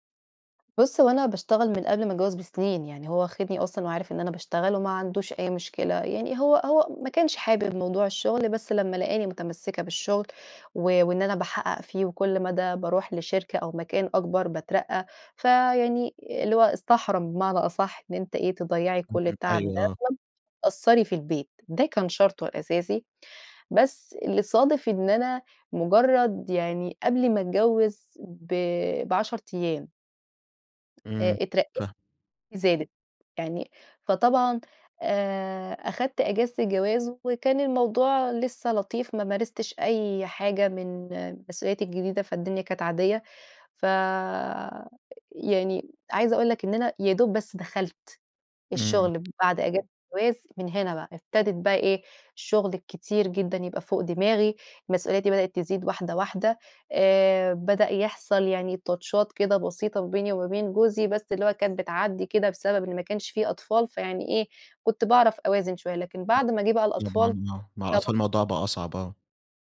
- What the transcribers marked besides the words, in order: other background noise; unintelligible speech; tapping; in English: "تاتشات"; unintelligible speech
- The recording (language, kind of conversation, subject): Arabic, advice, إزاي أقدر أفصل الشغل عن حياتي الشخصية؟